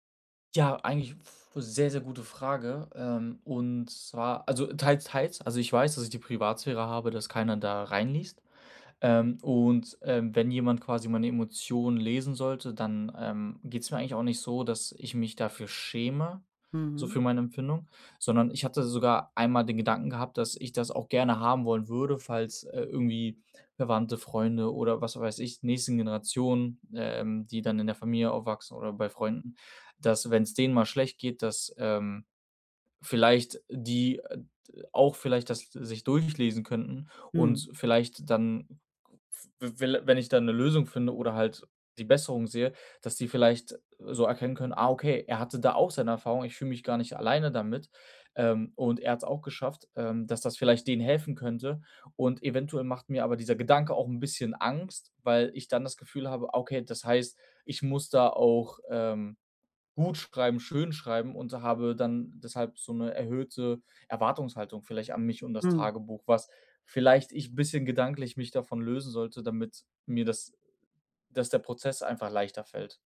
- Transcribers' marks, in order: none
- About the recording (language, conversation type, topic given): German, advice, Wie kann mir ein Tagebuch beim Reflektieren helfen?
- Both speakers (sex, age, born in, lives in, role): female, 55-59, Germany, Germany, advisor; male, 25-29, Germany, Germany, user